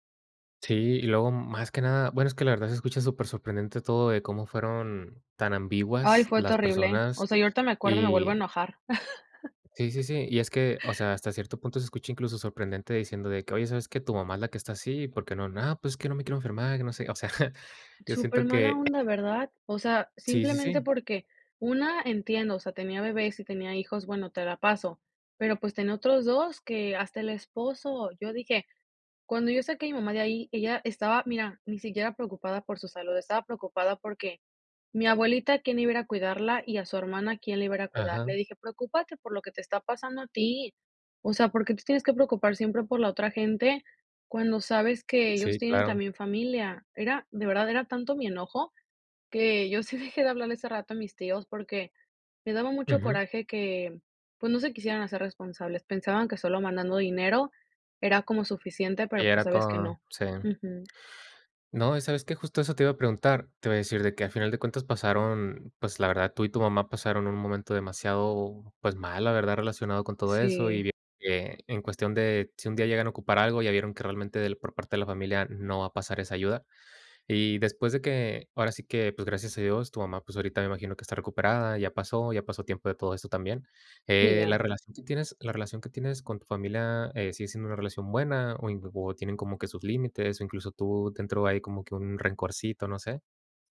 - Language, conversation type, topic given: Spanish, podcast, ¿Cómo te transformó cuidar a alguien más?
- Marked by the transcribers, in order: other background noise; chuckle; tapping; chuckle; laughing while speaking: "sí dejé"